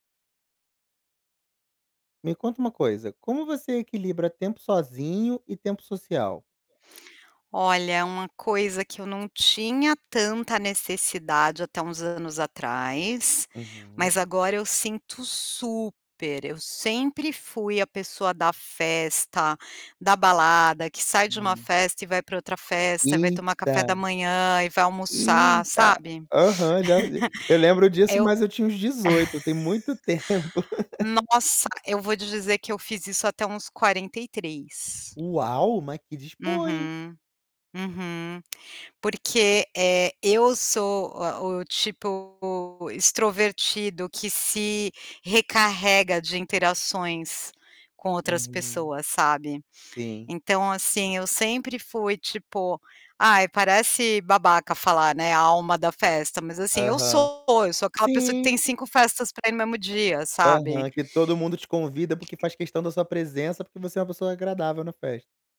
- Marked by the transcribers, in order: other background noise; static; distorted speech; tapping; unintelligible speech; laugh; chuckle; laughing while speaking: "tempo"; laugh
- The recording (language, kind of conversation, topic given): Portuguese, podcast, Como você equilibra o tempo sozinho com o tempo social?